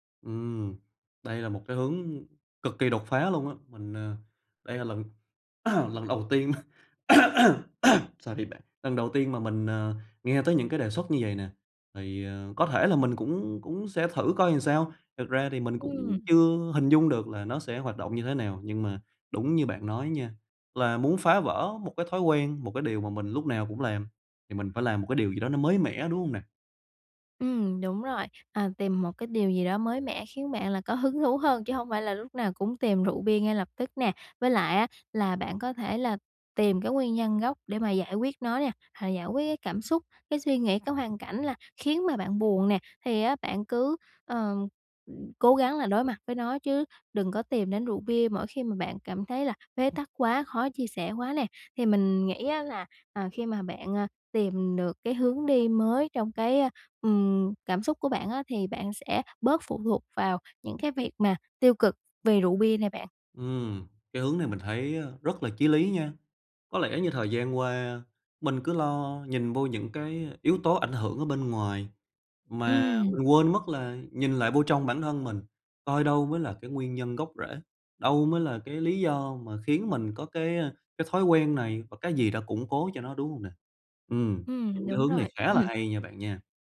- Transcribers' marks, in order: cough; in English: "sorry"; "làm" said as "ừn"; other noise; laugh
- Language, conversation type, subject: Vietnamese, advice, Làm sao để phá vỡ những mô thức tiêu cực lặp đi lặp lại?